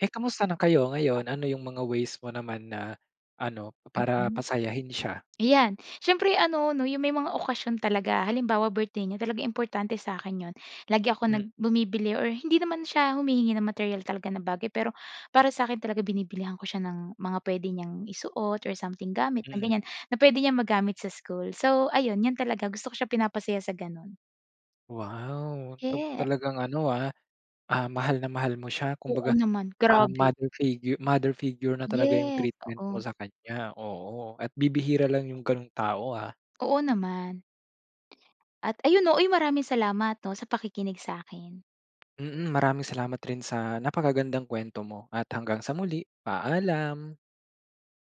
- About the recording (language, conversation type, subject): Filipino, podcast, Sino ang tumulong sa’yo na magbago, at paano niya ito nagawa?
- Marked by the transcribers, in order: tapping; other background noise